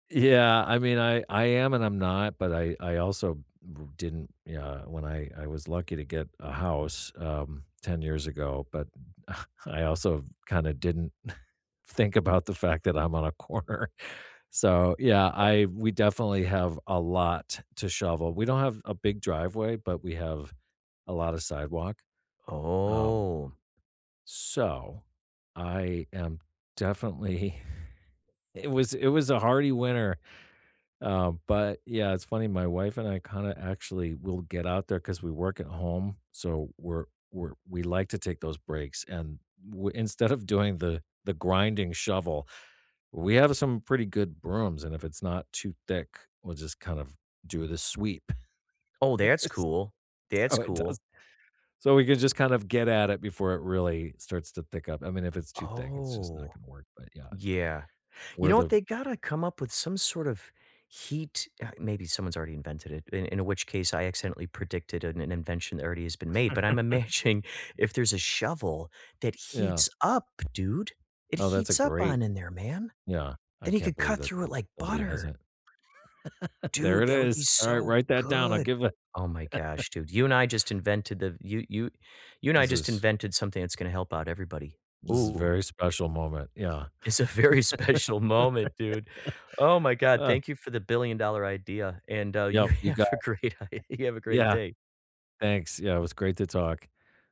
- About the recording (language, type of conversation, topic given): English, unstructured, How does your city change with each season, and what do you most enjoy sharing about it?
- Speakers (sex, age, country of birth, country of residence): male, 50-54, United States, United States; male, 55-59, United States, United States
- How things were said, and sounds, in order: chuckle; laughing while speaking: "corner"; other background noise; drawn out: "Oh!"; laughing while speaking: "definitely"; laughing while speaking: "Yes so it does"; chuckle; laughing while speaking: "imagining"; tapping; chuckle; chuckle; laughing while speaking: "very special"; laugh; laughing while speaking: "you have a great day"; unintelligible speech